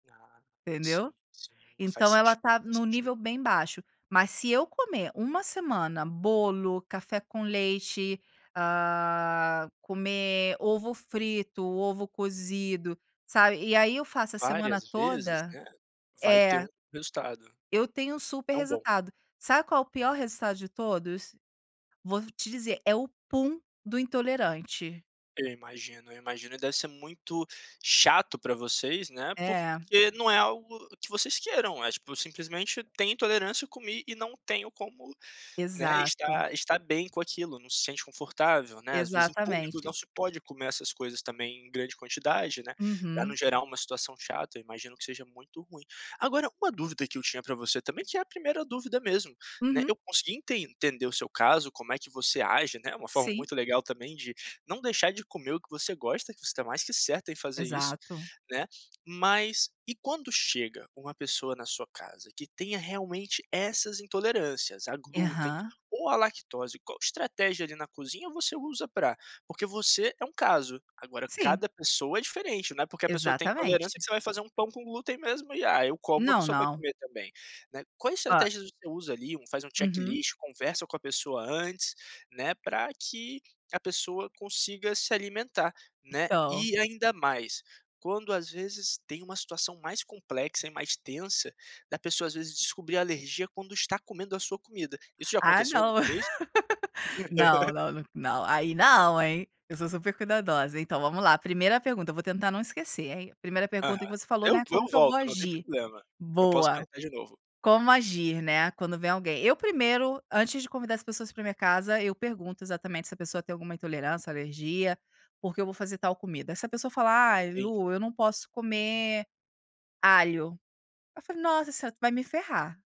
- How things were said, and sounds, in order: laugh
- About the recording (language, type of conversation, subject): Portuguese, podcast, Qual é a sua estratégia para cozinhar para pessoas com restrições alimentares?